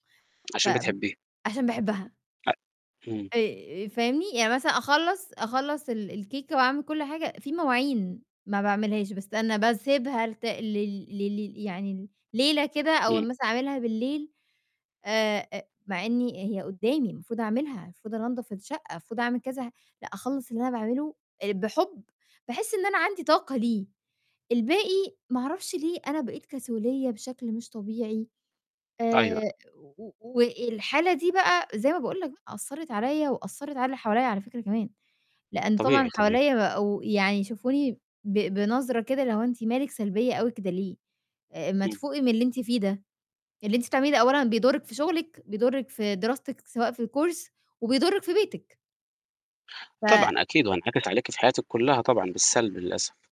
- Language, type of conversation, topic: Arabic, advice, إزاي بتوصف تجربتك مع تأجيل المهام المهمة والاعتماد على ضغط آخر لحظة؟
- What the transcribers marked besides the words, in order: tapping; in English: "الكورس"; other background noise